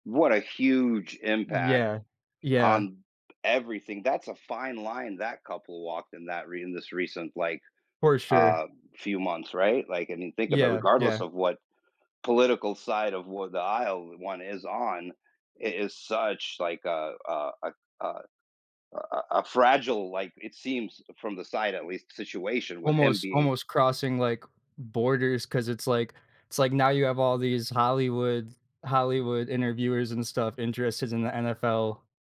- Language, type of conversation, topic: English, unstructured, How has social media changed the way athletes connect with their fans and shape their public image?
- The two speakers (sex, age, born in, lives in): male, 20-24, United States, United States; male, 45-49, Ukraine, United States
- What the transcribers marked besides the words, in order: other background noise